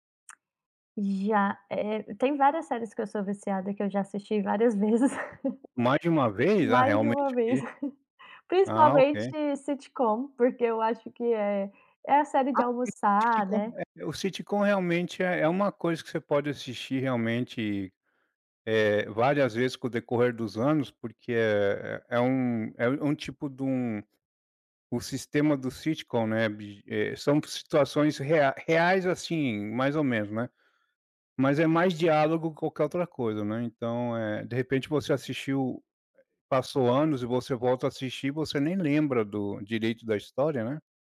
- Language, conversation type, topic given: Portuguese, podcast, O que faz uma série se tornar viciante, na sua opinião?
- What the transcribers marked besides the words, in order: tapping; chuckle; unintelligible speech